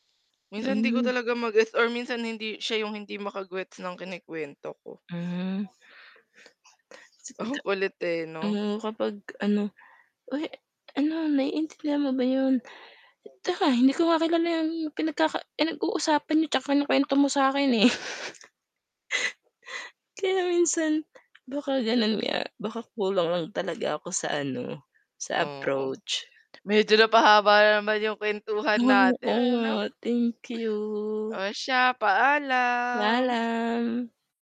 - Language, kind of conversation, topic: Filipino, unstructured, Ano ang ginagawa mo kapag may hindi pagkakaunawaan sa inyong relasyon?
- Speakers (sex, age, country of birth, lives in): female, 20-24, Philippines, Philippines; female, 25-29, Philippines, Philippines
- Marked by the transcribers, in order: static; "maka-gets" said as "maka-gwets"; other background noise; unintelligible speech; laughing while speaking: "Ang"; tapping; background speech; chuckle; laughing while speaking: "medyo napahaba na naman"; distorted speech; drawn out: "paalam"